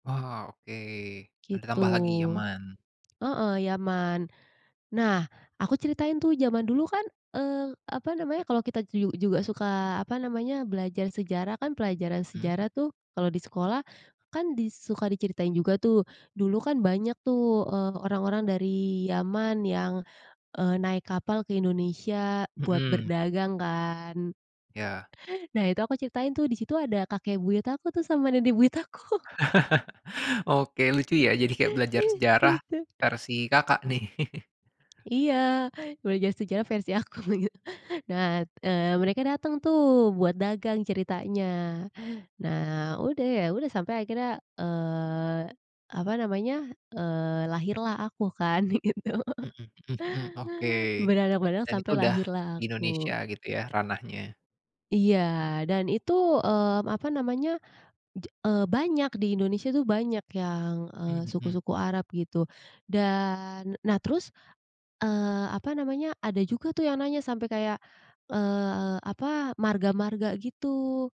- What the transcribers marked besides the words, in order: chuckle; laughing while speaking: "aku"; other background noise; chuckle; chuckle; laughing while speaking: "aku, begitu"; laughing while speaking: "begitu"; chuckle; unintelligible speech; tapping
- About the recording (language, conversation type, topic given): Indonesian, podcast, Pernah ditanya "Kamu asli dari mana?" bagaimana kamu menjawabnya?